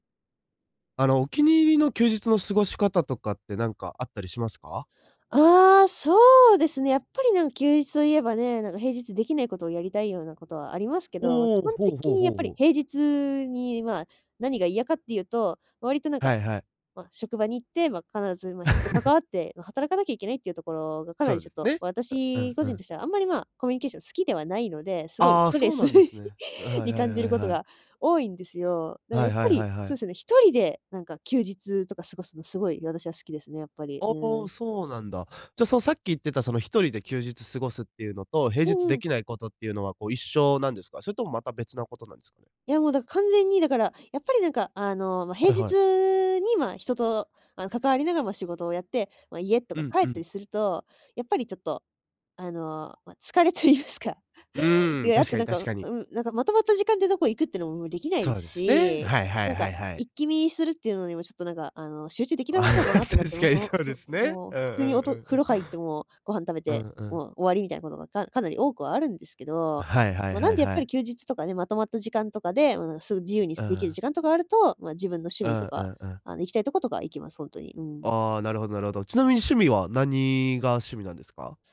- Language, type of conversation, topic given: Japanese, podcast, 休日はどのように過ごすのがいちばん好きですか？
- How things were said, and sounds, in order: chuckle; chuckle; laughing while speaking: "言いますか"; laughing while speaking: "ああ、確かにそうですね。うん うん うん うん"; unintelligible speech